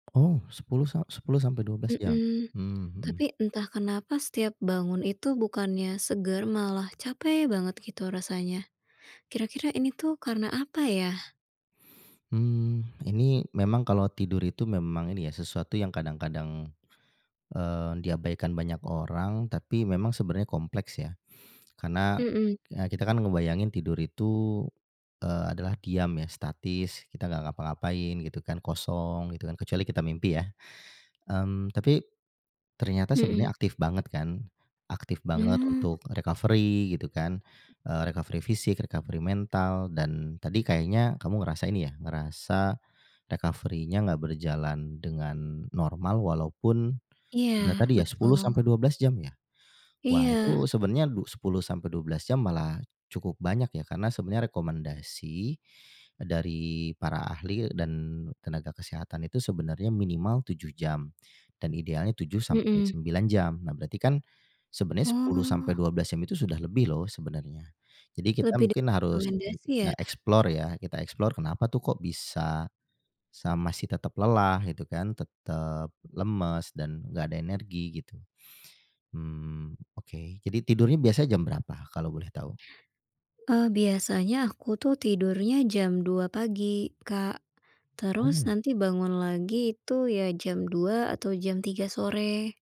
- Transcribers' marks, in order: other background noise; in English: "recovery"; in English: "recovery"; in English: "recovery"; in English: "recovery-nya"; unintelligible speech; in English: "explore"; in English: "explore"
- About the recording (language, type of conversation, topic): Indonesian, advice, Mengapa saya masih merasa kelelahan kronis meski sudah tidur cukup lama?